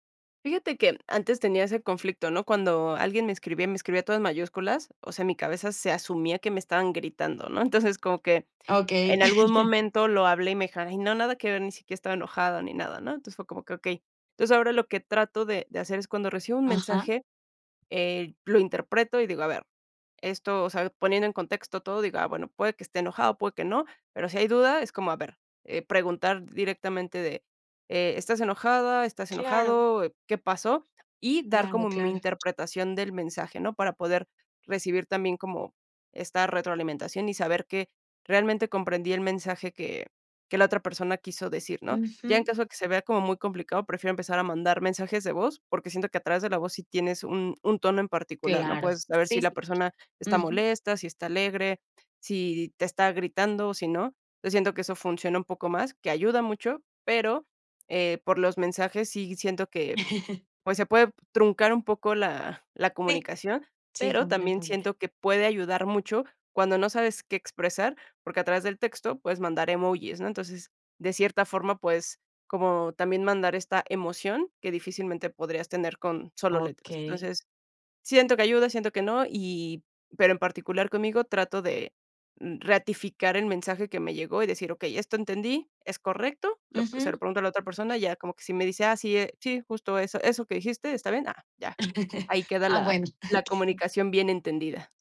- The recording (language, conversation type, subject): Spanish, podcast, ¿Qué consideras que es de buena educación al escribir por WhatsApp?
- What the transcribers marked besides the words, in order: chuckle; giggle; chuckle